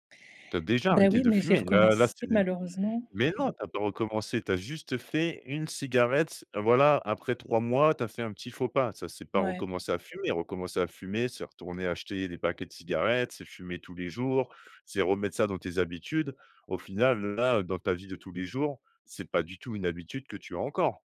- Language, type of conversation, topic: French, advice, Comment décrirais-tu ton retour en arrière après avoir arrêté une bonne habitude ?
- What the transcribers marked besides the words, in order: other background noise